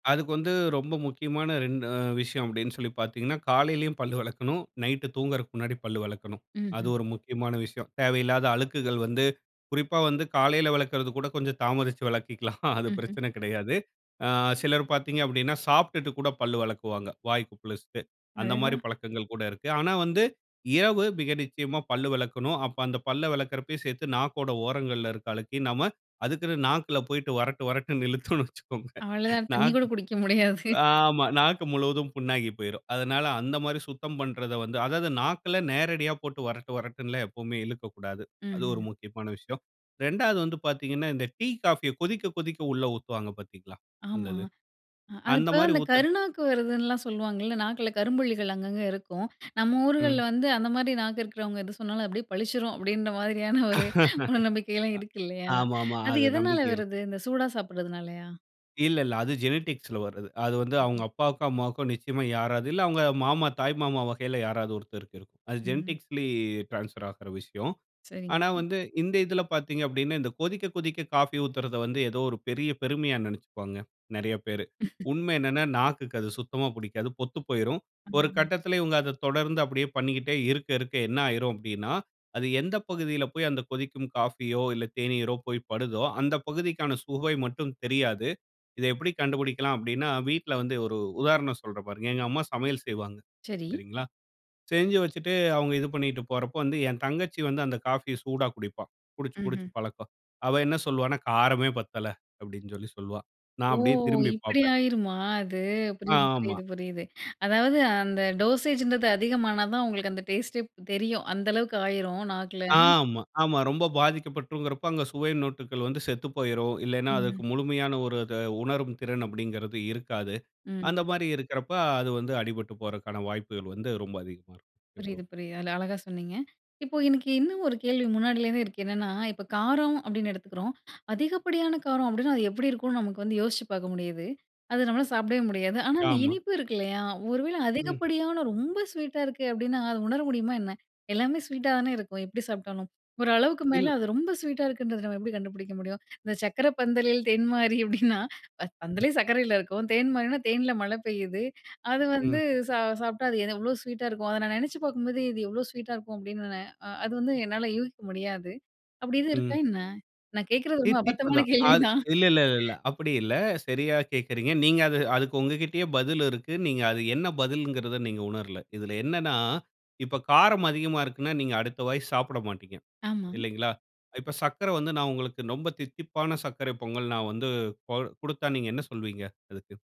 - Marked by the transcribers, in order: laughing while speaking: "விலக்கிலாம்"; laughing while speaking: "இழுத்தோம்னு வச்சுக்கோங்க"; laugh; laugh; laughing while speaking: "மூடநம்பிக்கைலாம் இருக்கு இல்லையா?"; in English: "ஜெனடிக்ஸ்ல"; in English: "ஜெனடிக்ஸ்ல டிரான்ஸ்பர்"; laugh; drawn out: "ஓ!"; in English: "டோசேஜ்ன்றது"; "மொட்டுகள்" said as "நொட்டுகள்"; laughing while speaking: "அபத்தமான கேள்விதான்"
- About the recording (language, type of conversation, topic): Tamil, podcast, சுவை நுண்ணுணர்வை வளர்க்கும் எளிய பயிற்சிகள் என்ன?